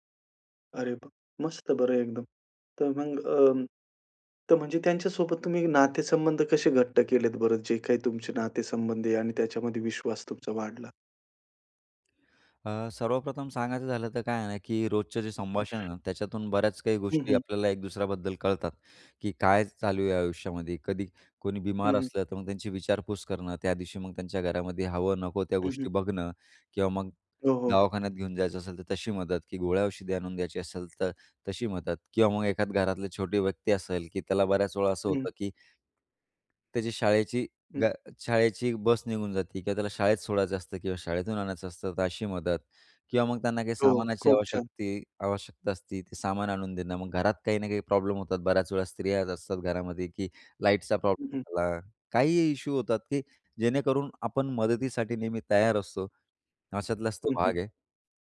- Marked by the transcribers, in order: tapping; other noise
- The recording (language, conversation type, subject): Marathi, podcast, आपल्या परिसरात एकमेकांवरील विश्वास कसा वाढवता येईल?